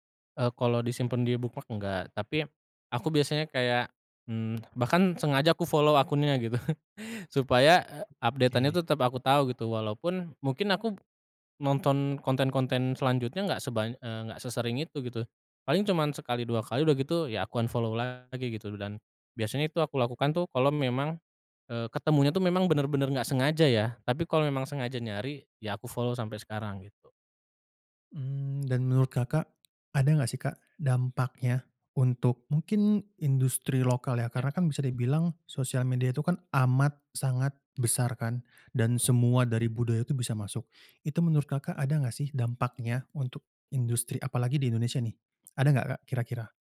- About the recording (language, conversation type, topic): Indonesian, podcast, Bagaimana pengaruh media sosial terhadap selera hiburan kita?
- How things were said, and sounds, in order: in English: "bookmark"; in English: "follow"; laughing while speaking: "gitu"; chuckle; in English: "update-an"; tapping; in English: "unfollow"; in English: "follow"; other background noise